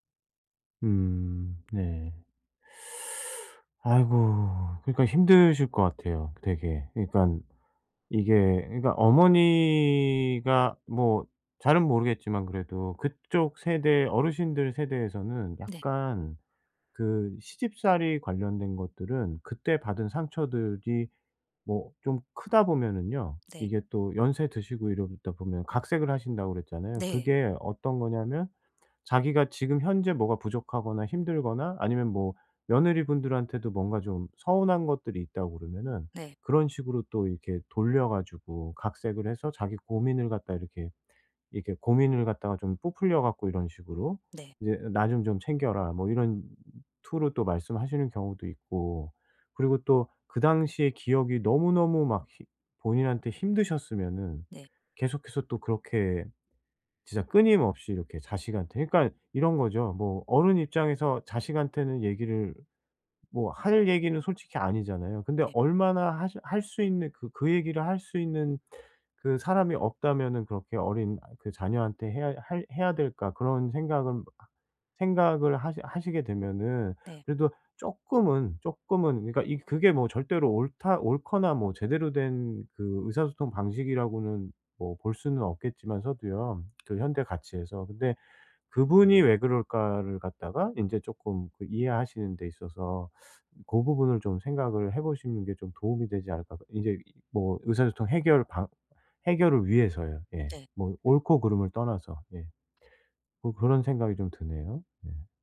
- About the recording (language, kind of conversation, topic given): Korean, advice, 가족 간에 같은 의사소통 문제가 왜 계속 반복될까요?
- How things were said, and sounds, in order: teeth sucking; "부풀려" said as "뿌풀려"; tapping; other background noise